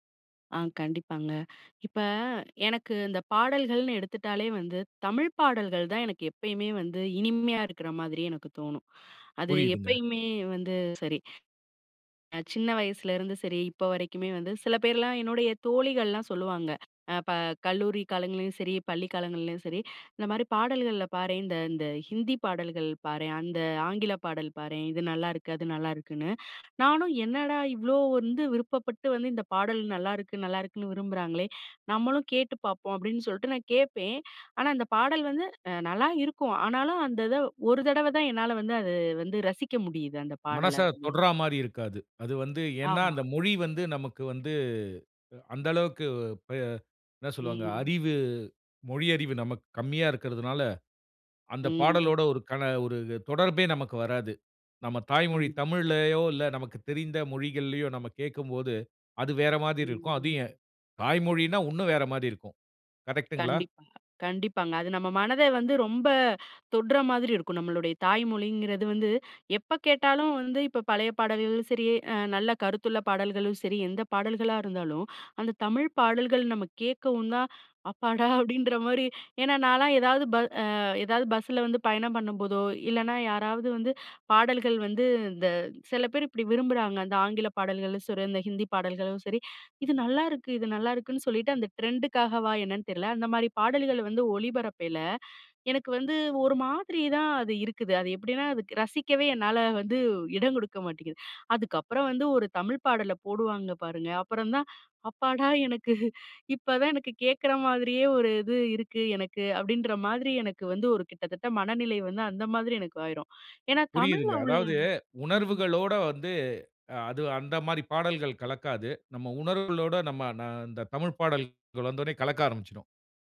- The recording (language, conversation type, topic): Tamil, podcast, மொழி உங்கள் பாடல்களை ரசிப்பதில் எந்த விதமாக பங்காற்றுகிறது?
- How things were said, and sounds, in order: other noise; in English: "ட்ரெண்டுக்காகவா"; chuckle